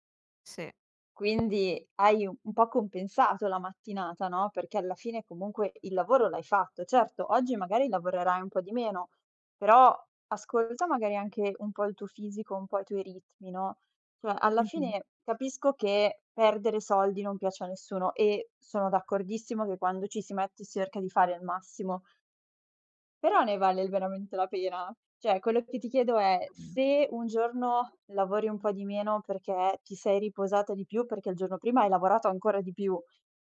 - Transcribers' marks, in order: tapping; "cerca" said as "erca"; "Cioè" said as "ceh"; other background noise
- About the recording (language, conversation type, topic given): Italian, advice, Perché non riesci a rispettare le scadenze personali o professionali?